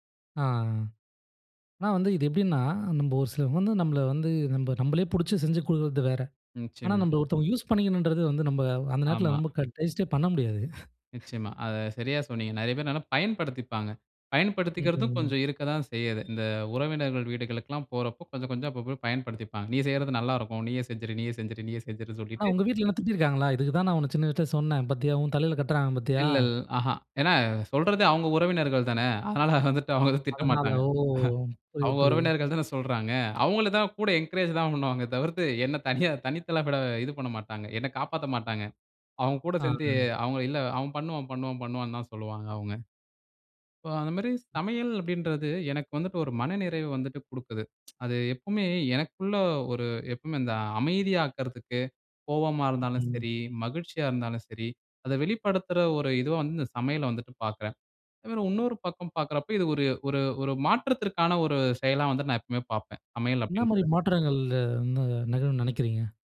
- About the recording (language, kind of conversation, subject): Tamil, podcast, சமையல் உங்கள் மனநிறைவை எப்படி பாதிக்கிறது?
- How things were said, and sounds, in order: other background noise; chuckle; horn; laughing while speaking: "அதனால வந்துட்டு, அவங்க திட்டமாட்டாங்க. அவங்க உறவினர்கள்தானே சொல்றாங்க"; in English: "என்கரேஜ்"; laughing while speaking: "என்ன தனியா தனித்தல விட"; other noise; tsk